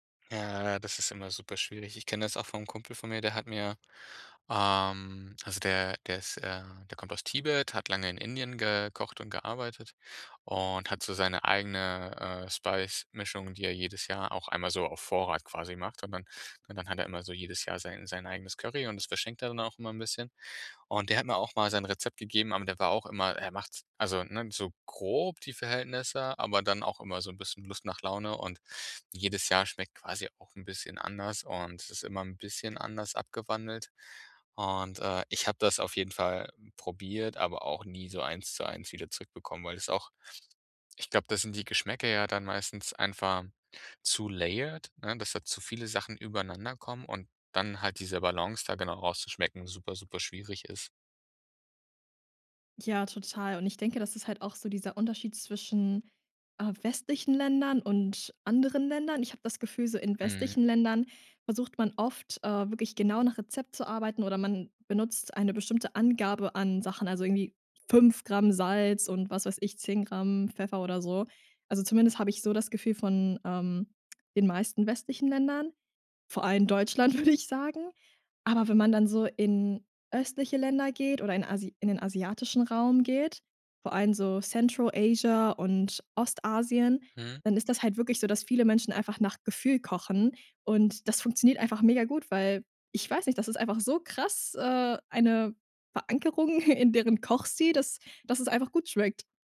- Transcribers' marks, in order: in English: "Spice"; other background noise; in English: "layered"; laughing while speaking: "würde"; put-on voice: "Central-Asia"; in English: "Central-Asia"; chuckle
- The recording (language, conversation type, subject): German, podcast, Gibt es ein verlorenes Rezept, das du gerne wiederhättest?